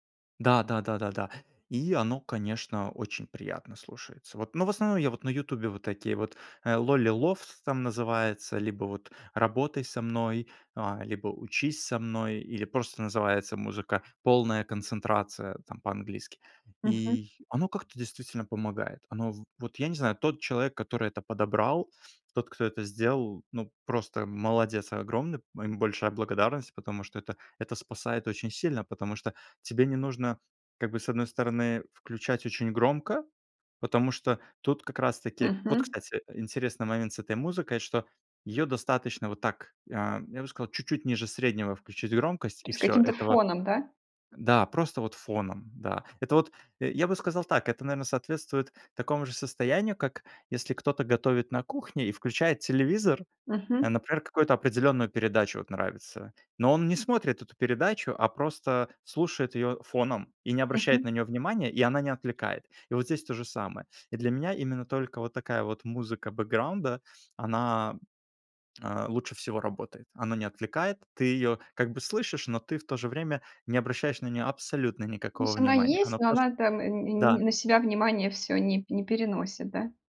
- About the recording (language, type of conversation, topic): Russian, podcast, Предпочитаешь тишину или музыку, чтобы лучше сосредоточиться?
- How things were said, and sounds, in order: in English: "lolly love"; "То есть" said as "тсть"; tapping